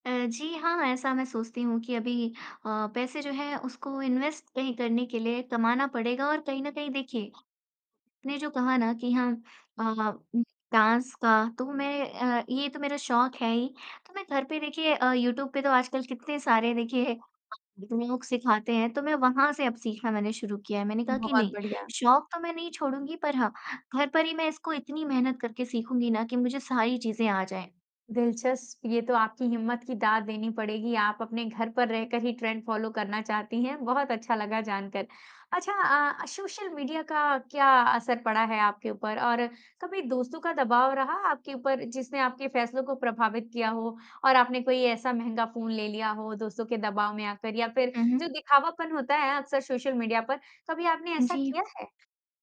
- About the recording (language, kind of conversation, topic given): Hindi, podcast, आपके अनुसार चलन और हकीकत के बीच संतुलन कैसे बनाया जा सकता है?
- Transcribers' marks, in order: in English: "इन्वेस्ट"; in English: "डाँस"; other background noise; in English: "ट्रेंड फॉलो"